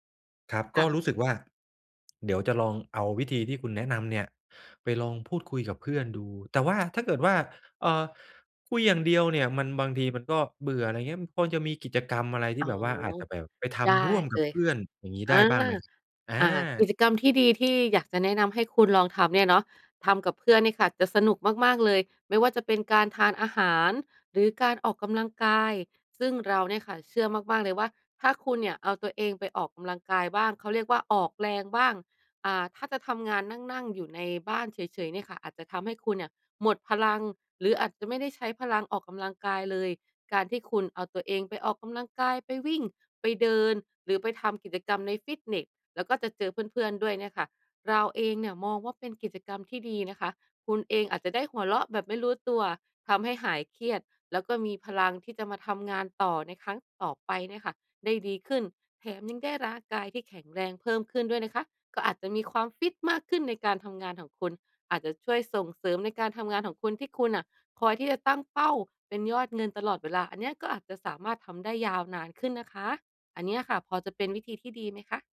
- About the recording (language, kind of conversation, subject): Thai, advice, จะเริ่มจัดเวลาให้มีเวลาทำงานอดิเรกได้อย่างไร?
- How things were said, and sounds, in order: tapping